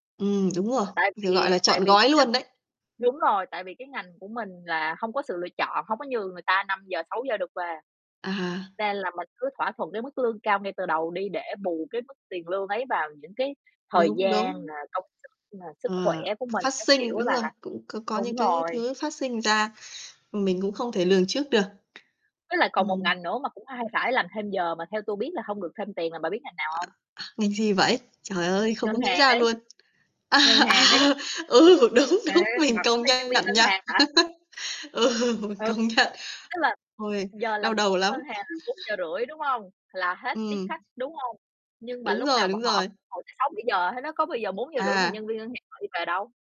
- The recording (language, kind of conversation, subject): Vietnamese, unstructured, Bạn nghĩ sao về việc phải làm thêm giờ mà không được trả lương làm thêm?
- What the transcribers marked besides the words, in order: static; other background noise; laughing while speaking: "À, à, ừ, đúng, đúng! Mình công nhận"; distorted speech; laugh; laughing while speaking: "Ừ, mình công nhận"; laugh